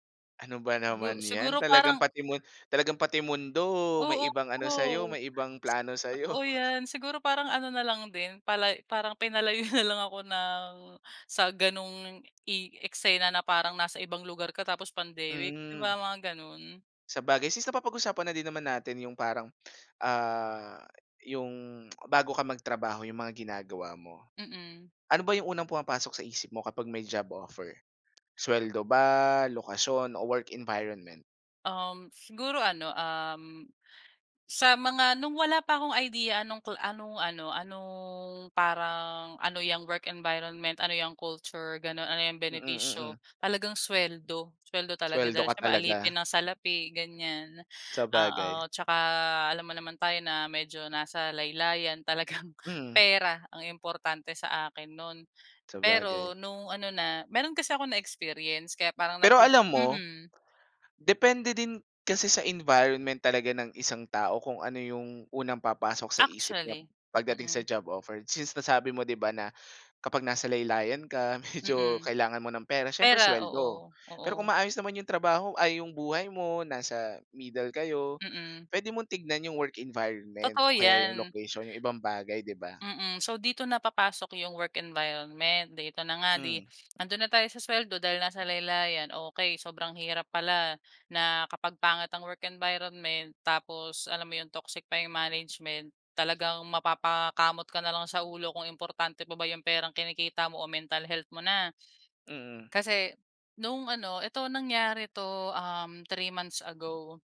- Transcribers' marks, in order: tapping; other background noise; chuckle; tsk; laughing while speaking: "talagang"; laughing while speaking: "medyo"
- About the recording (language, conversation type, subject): Filipino, podcast, Ano ang mga batayan mo sa pagpili ng trabaho?